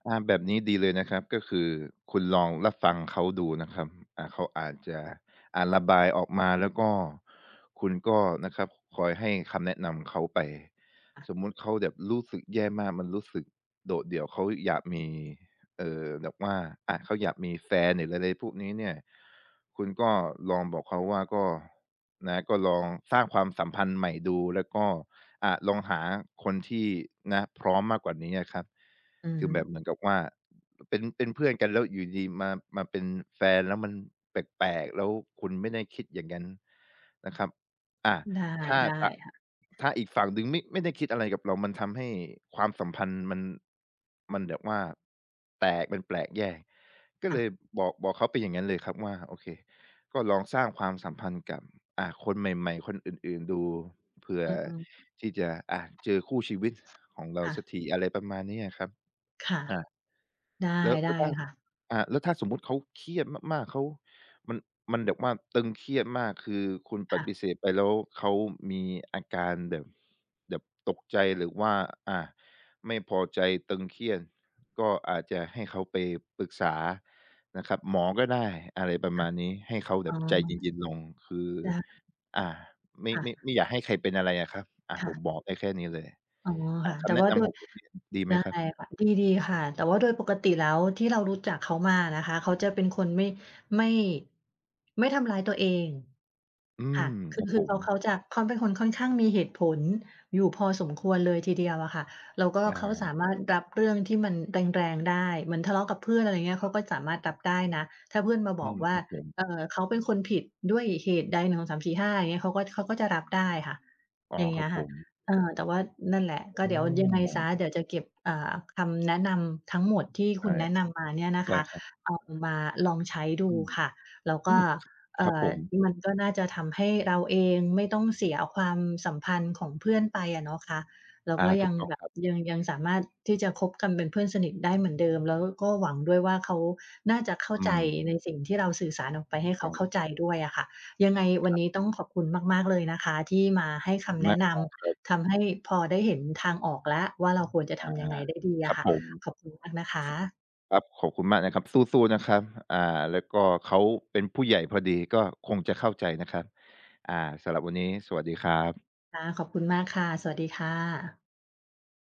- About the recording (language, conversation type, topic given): Thai, advice, จะบอกเลิกความสัมพันธ์หรือมิตรภาพอย่างไรให้สุภาพและให้เกียรติอีกฝ่าย?
- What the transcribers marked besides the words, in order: other noise; other background noise; tapping; unintelligible speech